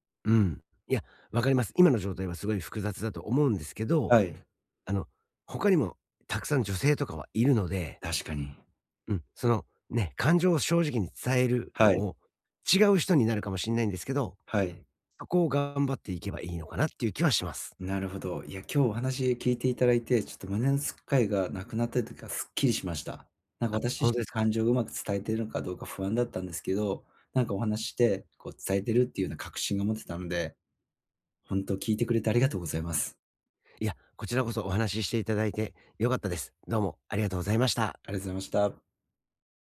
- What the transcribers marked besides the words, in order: other background noise; tapping
- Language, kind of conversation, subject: Japanese, advice, 別れの後、新しい関係で感情を正直に伝えるにはどうすればいいですか？